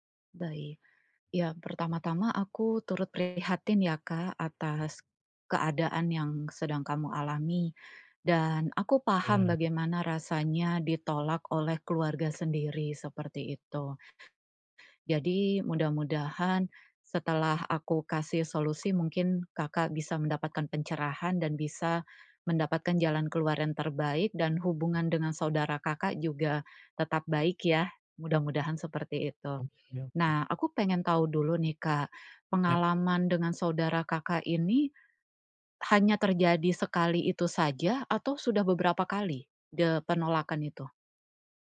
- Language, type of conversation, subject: Indonesian, advice, Bagaimana cara bangkit setelah merasa ditolak dan sangat kecewa?
- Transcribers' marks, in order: tapping